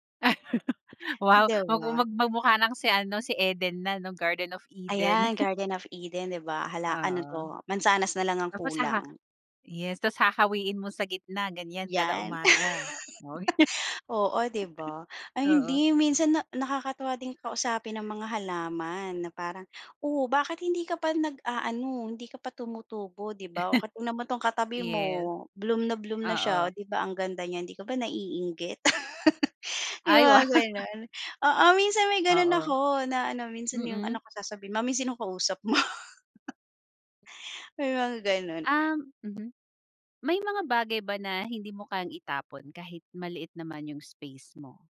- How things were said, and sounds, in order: laugh; tapping; in English: "Garden of Eden"; in English: "Garden of Eden"; laugh; laugh; other animal sound; laugh; laugh; laugh
- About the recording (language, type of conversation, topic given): Filipino, podcast, Paano mo inaayos ang maliit na espasyo para maging komportable ka?